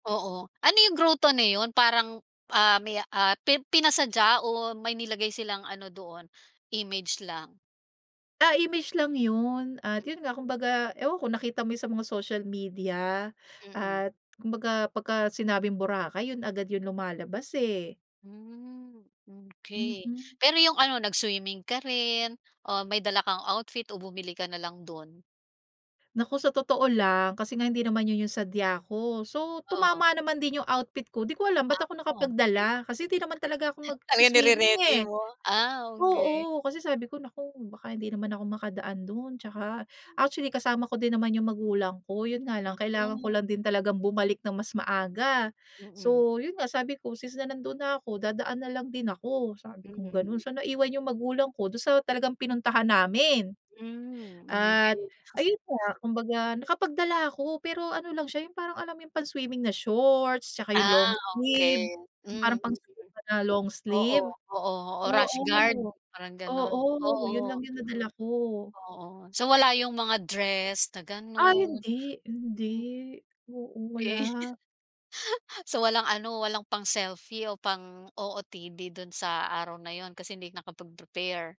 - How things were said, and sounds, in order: tapping; unintelligible speech; chuckle; other background noise; chuckle
- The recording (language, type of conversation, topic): Filipino, podcast, Anong simpleng bagay sa dagat ang lagi mong kinabibighanian?